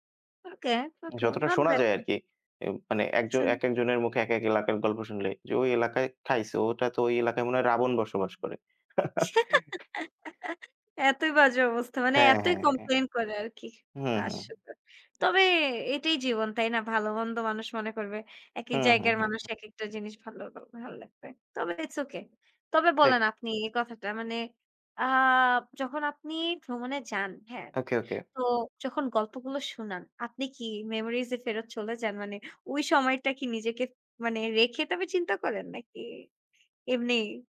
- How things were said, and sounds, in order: laugh
- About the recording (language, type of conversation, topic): Bengali, unstructured, আপনি কি মনে করেন, ভ্রমণ জীবনের গল্প গড়ে তোলে?